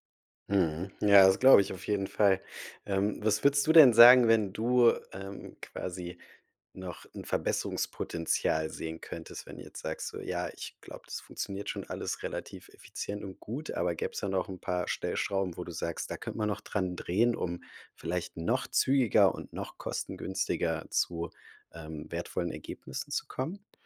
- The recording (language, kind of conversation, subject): German, podcast, Wie testest du Ideen schnell und günstig?
- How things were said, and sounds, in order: none